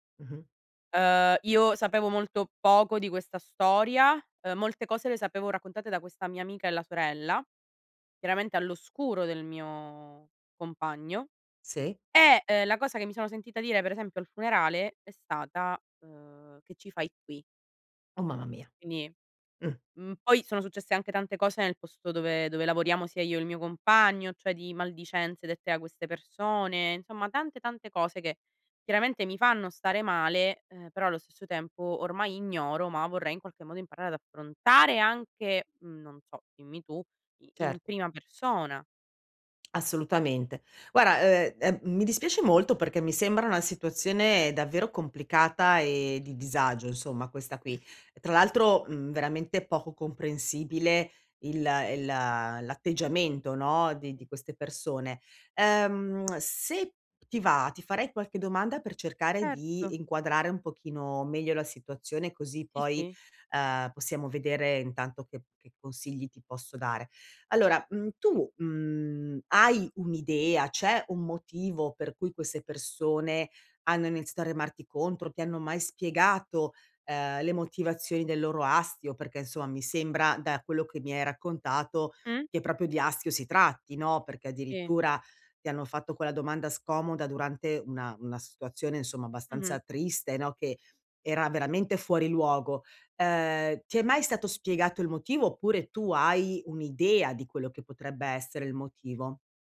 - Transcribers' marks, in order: "cioè" said as "ceh"; tapping; "Guarda" said as "guara"; other background noise; tongue click; "insomma" said as "insoa"; "proprio" said as "propio"
- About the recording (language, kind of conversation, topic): Italian, advice, Come posso risolvere i conflitti e i rancori del passato con mio fratello?